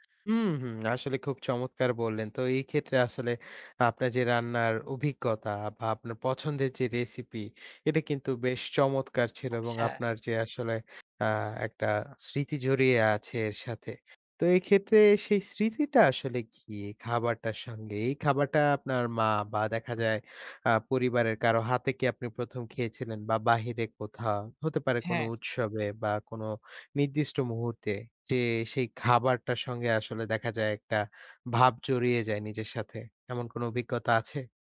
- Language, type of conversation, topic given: Bengali, podcast, বাড়ির রান্নার মধ্যে কোন খাবারটি আপনাকে সবচেয়ে বেশি সুখ দেয়?
- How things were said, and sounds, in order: none